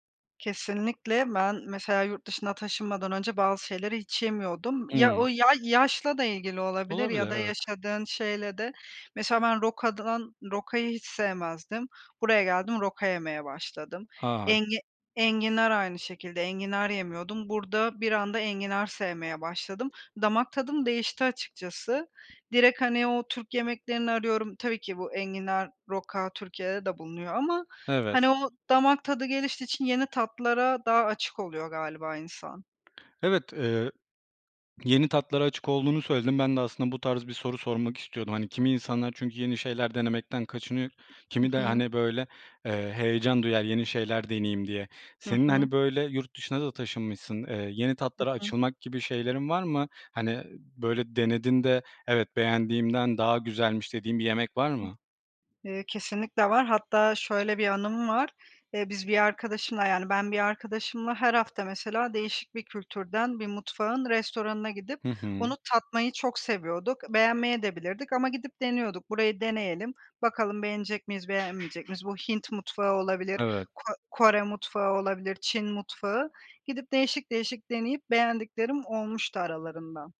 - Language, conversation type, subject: Turkish, podcast, Hangi yemekler seni en çok kendin gibi hissettiriyor?
- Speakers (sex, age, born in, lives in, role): female, 30-34, Turkey, Spain, guest; male, 25-29, Turkey, Poland, host
- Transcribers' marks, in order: other background noise; tapping